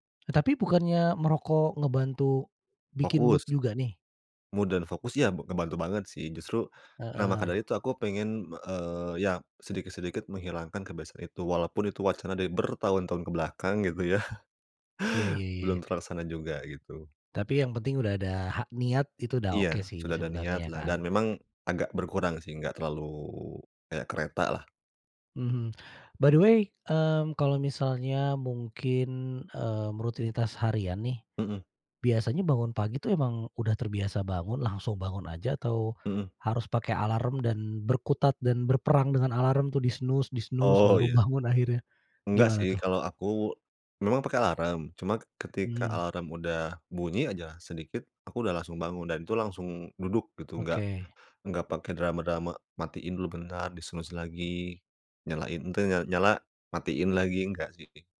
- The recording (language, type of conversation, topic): Indonesian, podcast, Kebiasaan pagi apa yang membantu menjaga suasana hati dan fokusmu?
- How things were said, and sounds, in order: in English: "mood"; in English: "Mood"; laughing while speaking: "gitu ya"; chuckle; other background noise; tapping; in English: "By the way"; in English: "di-snooze di-snooze"; laughing while speaking: "Oh"; laughing while speaking: "bangun"; in English: "di-snooze"